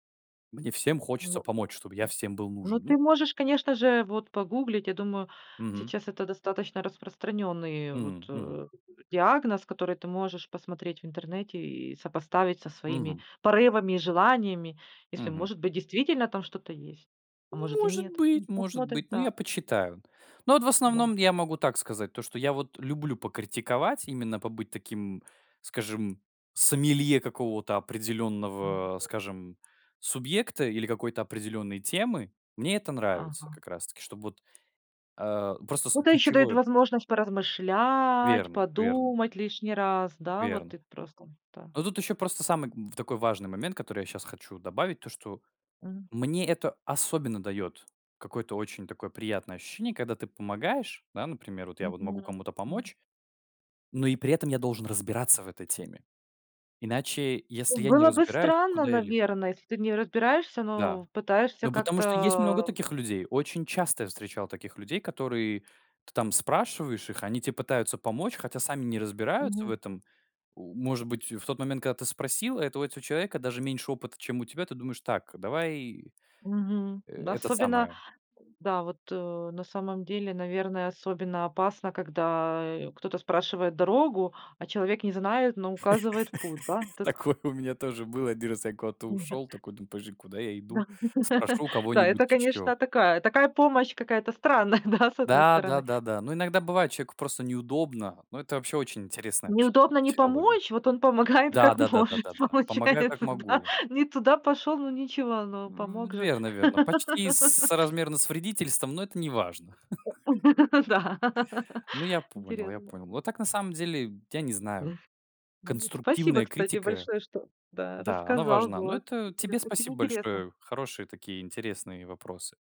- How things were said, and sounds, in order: other noise; other background noise; tapping; drawn out: "поразмышлять, подумать"; laugh; laughing while speaking: "Такое у меня тоже было. один раз я куда-то ушел"; chuckle; laugh; laughing while speaking: "странная, да"; laughing while speaking: "помогает как может. Получается, да"; laugh; laughing while speaking: "Ну да"; chuckle; laugh
- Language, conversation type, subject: Russian, podcast, Как вы даёте конструктивную критику так, чтобы не обидеть человека?